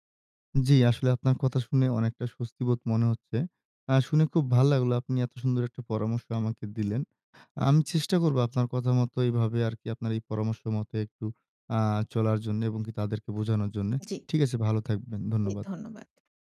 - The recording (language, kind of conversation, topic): Bengali, advice, ব্যক্তিগত অনুভূতি ও স্বাধীনতা বজায় রেখে অনিচ্ছাকৃত পরামর্শ কীভাবে বিনয়ের সঙ্গে ফিরিয়ে দিতে পারি?
- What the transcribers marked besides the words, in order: none